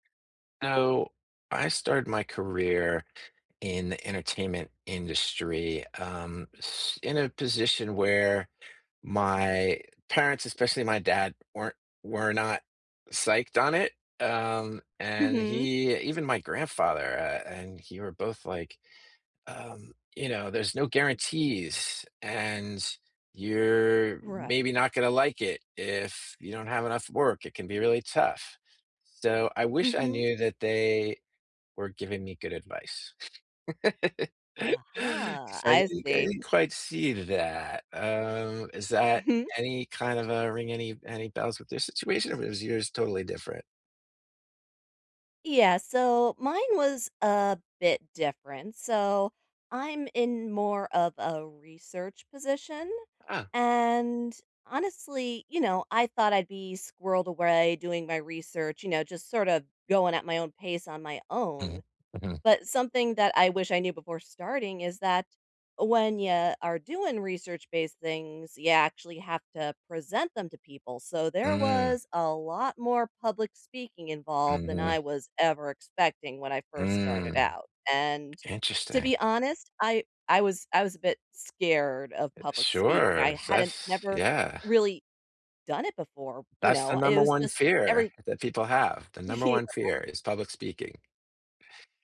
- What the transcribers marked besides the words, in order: other noise; chuckle; other background noise; drawn out: "Mm"; tapping; laughing while speaking: "Yeah"
- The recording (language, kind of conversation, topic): English, unstructured, What is something you wish you had known before starting your career?